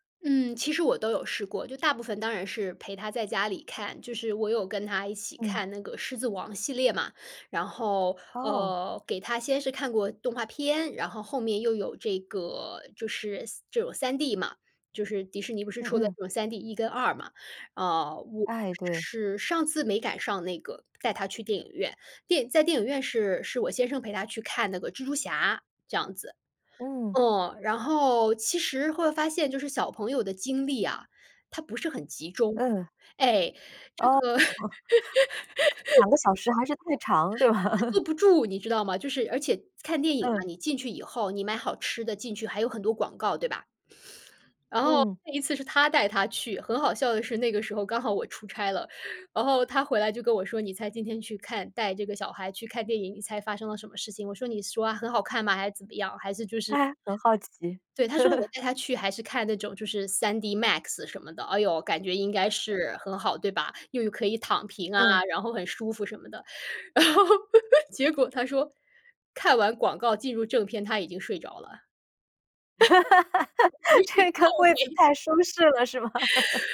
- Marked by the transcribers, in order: other background noise; chuckle; laugh; chuckle; sniff; chuckle; laughing while speaking: "然后"; laugh; laughing while speaking: "这个位子太舒适了，是吗？"; laugh; unintelligible speech; laugh
- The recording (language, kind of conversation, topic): Chinese, podcast, 你更喜欢在电影院观影还是在家观影？